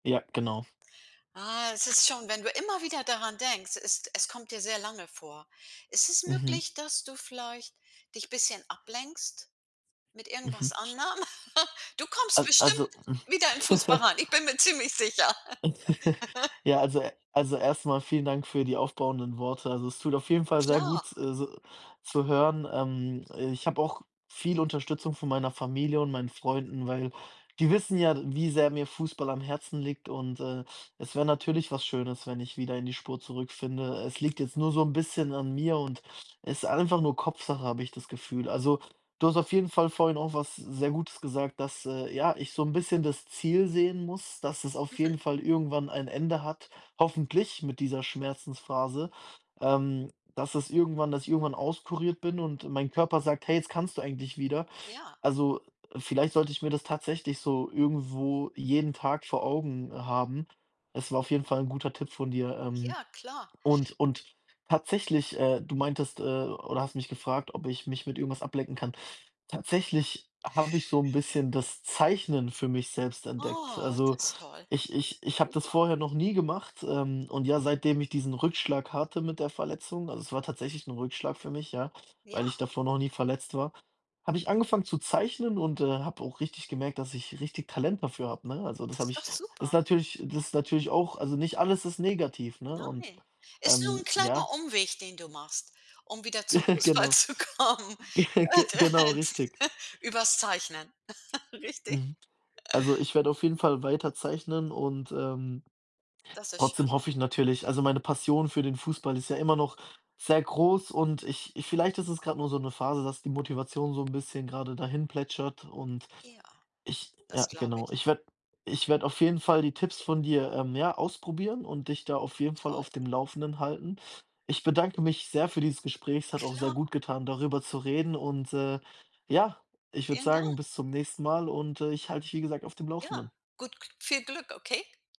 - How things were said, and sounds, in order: other noise; chuckle; chuckle; chuckle; laughing while speaking: "Fußball zu kommen"; laugh; chuckle; laughing while speaking: "Richtig"
- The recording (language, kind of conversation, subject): German, advice, Wie kann ich nach Rückschlägen wieder Motivation finden?